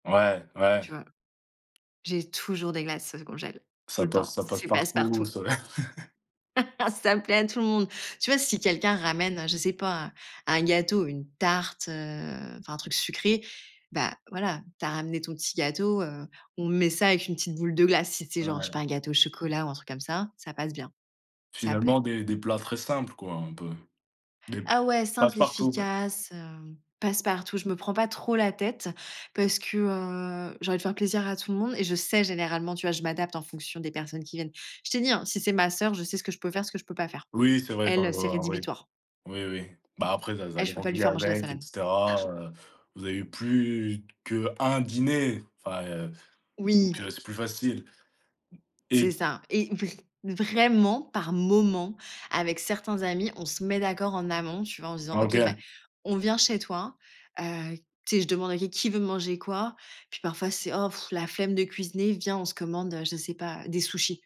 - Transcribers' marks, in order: chuckle; tapping; chuckle; other background noise; stressed: "moments"; blowing
- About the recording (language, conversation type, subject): French, podcast, Quel plat a toujours du succès auprès de tes invités ?